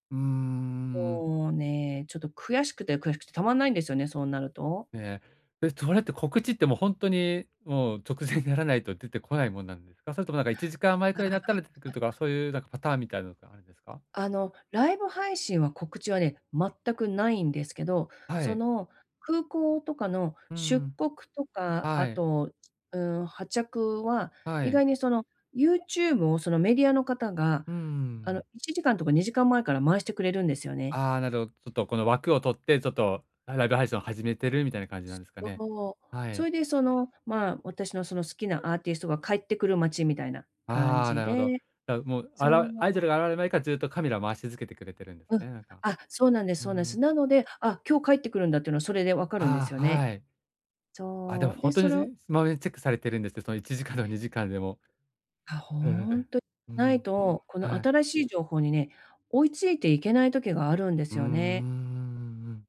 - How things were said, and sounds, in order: unintelligible speech; other background noise; tapping
- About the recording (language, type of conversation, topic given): Japanese, advice, 時間不足で趣味に手が回らない